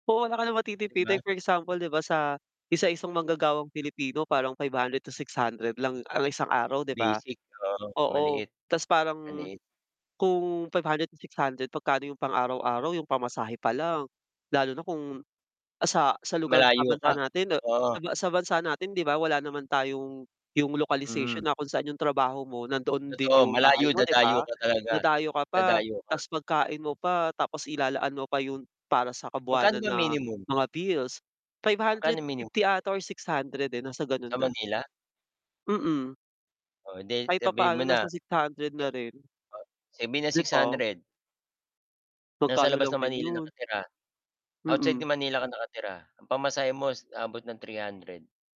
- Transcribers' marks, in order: mechanical hum
- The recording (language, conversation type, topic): Filipino, unstructured, Ano ang mga simpleng paraan mo para makatipid araw-araw?